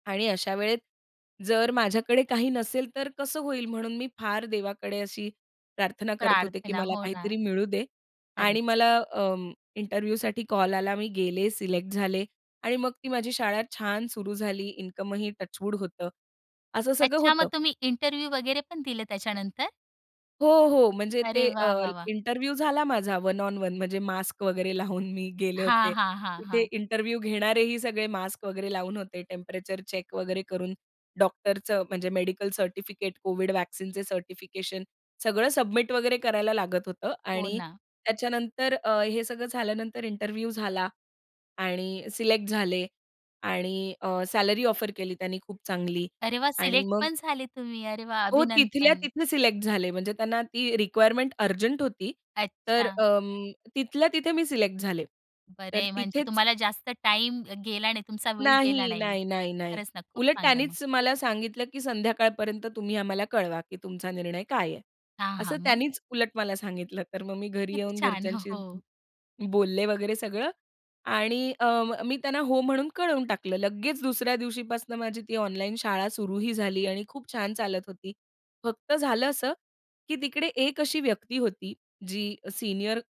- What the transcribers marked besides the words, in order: in English: "इंटरव्ह्यूसाठी"; in English: "टचवूड"; in English: "इंटरव्ह्यू"; in English: "इंटरव्ह्यू"; in English: "वन ऑन वन"; laughing while speaking: "लावून"; in English: "इंटरव्ह्यू"; in English: "टेम्परेचर चेक"; in English: "व्हॅक्सीनचे"; in English: "इंटरव्ह्यू"; in English: "ऑफर"; tapping
- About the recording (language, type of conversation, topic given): Marathi, podcast, एखादा असा कोणता निर्णय आहे, ज्याचे फळ तुम्ही आजही अनुभवता?